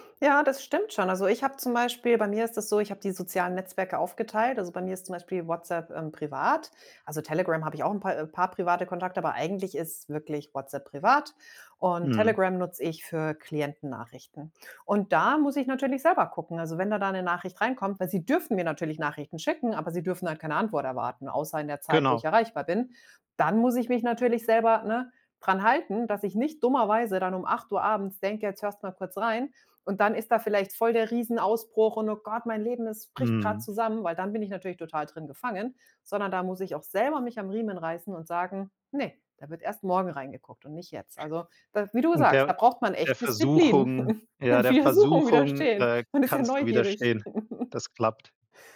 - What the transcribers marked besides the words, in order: other background noise; chuckle; chuckle
- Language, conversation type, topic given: German, podcast, Wie findest du die Balance zwischen Erreichbarkeit und Ruhe?